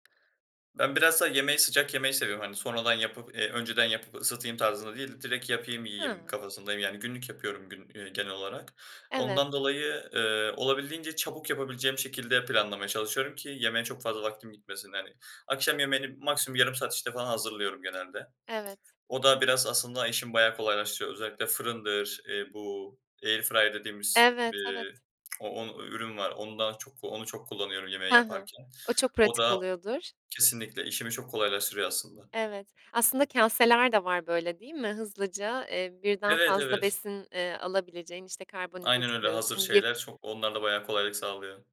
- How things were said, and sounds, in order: other background noise; "direkt" said as "direk"; in English: "airfryer"
- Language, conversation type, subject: Turkish, podcast, Sabah rutinin gününü nasıl etkiliyor, anlatır mısın?